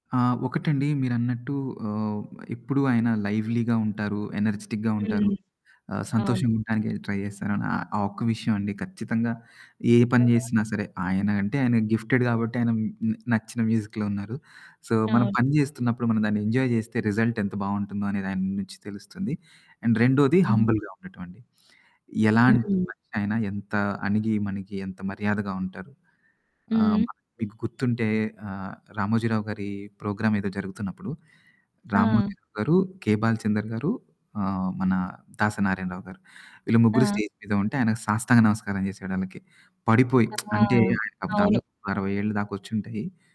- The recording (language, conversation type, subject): Telugu, podcast, మీకు ఇష్టమైన గాయకుడు లేదా గాయిక ఎవరు, ఎందుకు?
- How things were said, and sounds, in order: in English: "లైవ్లీగా"; in English: "ఎనర్జిటిక్‌గా"; in English: "ట్రై"; in English: "గిఫ్టెడ్"; in English: "మ్యూజిక్‌లో"; in English: "సో"; other background noise; in English: "ఎంజాయ్"; in English: "రిజల్ట్"; in English: "అండ్"; in English: "హంబుల్‌గా"; in English: "ప్రోగ్రామ్"; in English: "స్టేజ్"; lip smack